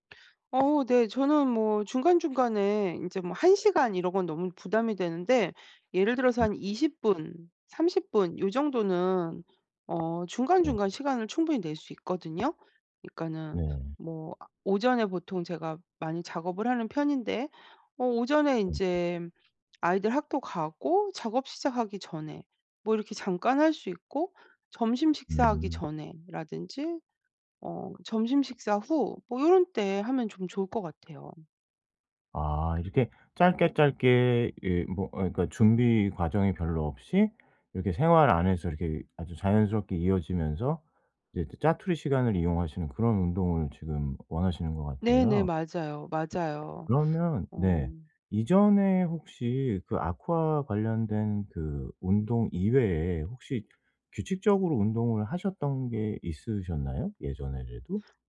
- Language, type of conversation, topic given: Korean, advice, 어떻게 하면 일관된 습관을 꾸준히 오래 유지할 수 있을까요?
- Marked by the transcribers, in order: tapping; other background noise